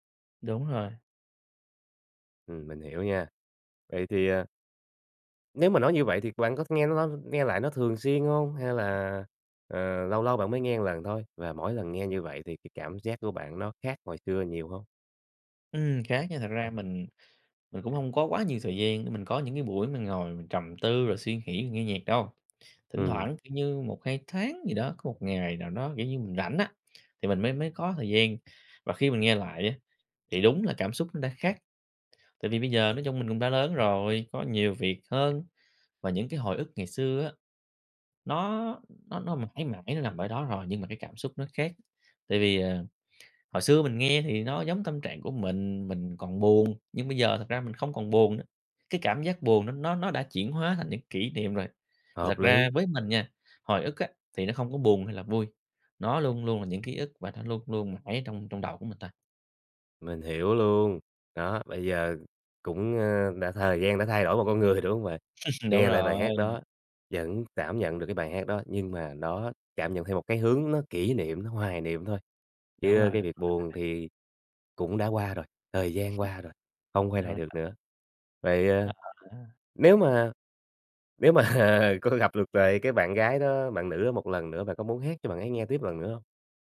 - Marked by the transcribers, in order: other background noise; "một" said as "ờn"; tapping; laugh; unintelligible speech; laugh; unintelligible speech; laughing while speaking: "mà, ờ, có gặp được lại"
- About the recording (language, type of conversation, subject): Vietnamese, podcast, Bài hát nào luôn chạm đến trái tim bạn mỗi khi nghe?